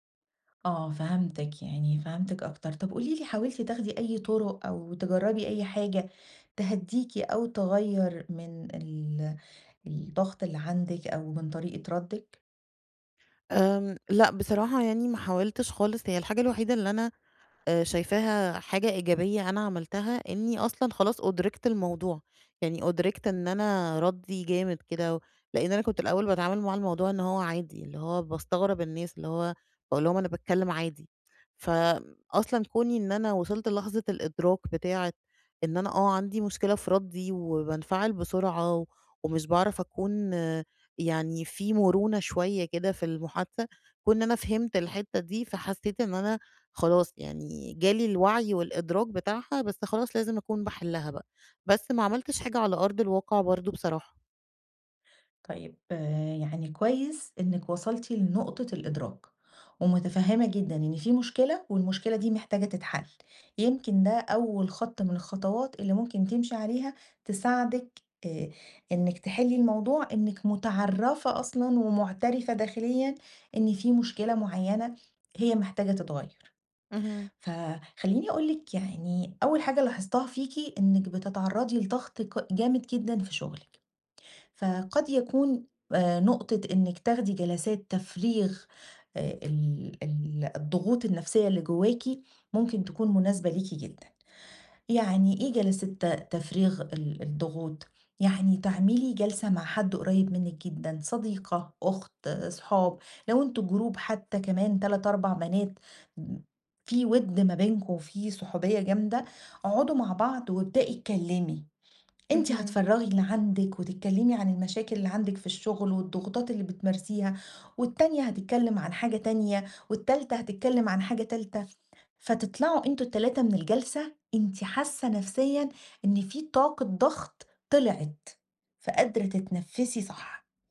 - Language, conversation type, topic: Arabic, advice, إزاي أتعلم أوقف وأتنفّس قبل ما أرد في النقاش؟
- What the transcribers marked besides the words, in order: tapping; in English: "جروب"; other background noise